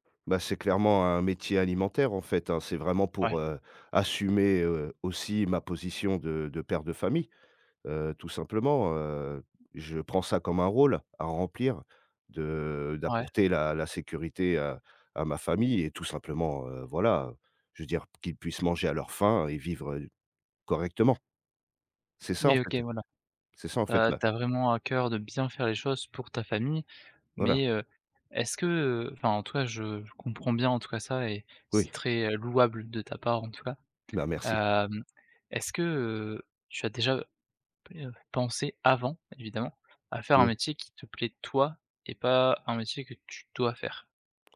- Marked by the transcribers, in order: tapping; stressed: "bien"; unintelligible speech; stressed: "avant"; stressed: "toi"
- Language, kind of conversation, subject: French, advice, Comment surmonter une indécision paralysante et la peur de faire le mauvais choix ?